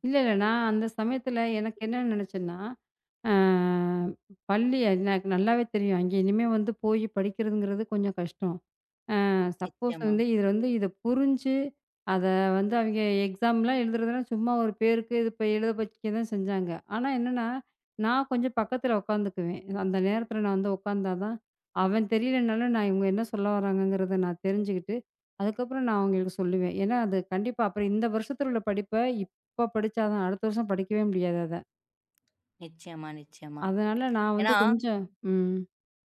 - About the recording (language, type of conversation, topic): Tamil, podcast, ஆன்லைன் கல்வியின் சவால்களையும் வாய்ப்புகளையும் எதிர்காலத்தில் எப்படிச் சமாளிக்கலாம்?
- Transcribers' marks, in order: other noise; drawn out: "அ"; in English: "சப்போஸ்"; in English: "எக்ஸாம்"; tapping; tongue click